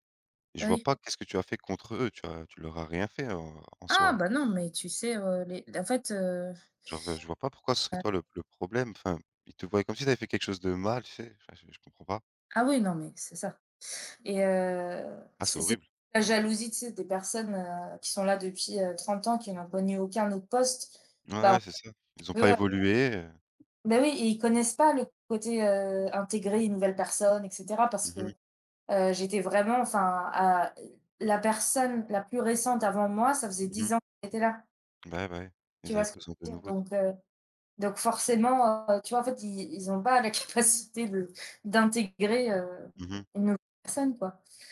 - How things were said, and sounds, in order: alarm; other background noise; tapping; laughing while speaking: "la capacité"
- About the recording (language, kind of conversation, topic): French, unstructured, Comment réagissez-vous face à un conflit au travail ?